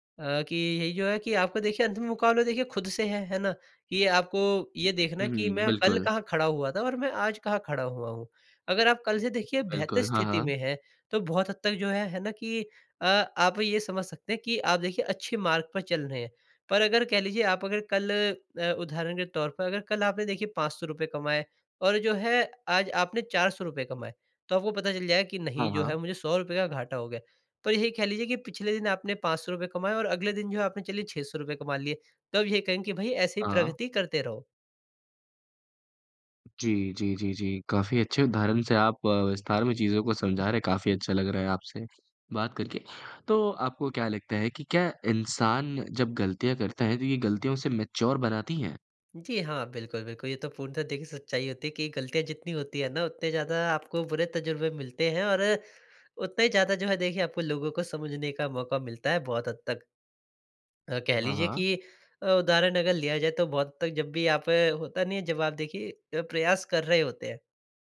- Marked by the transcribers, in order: in English: "मैच्योर"; tapping
- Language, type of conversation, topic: Hindi, podcast, गलतियों से आपने क्या सीखा, कोई उदाहरण बताएँ?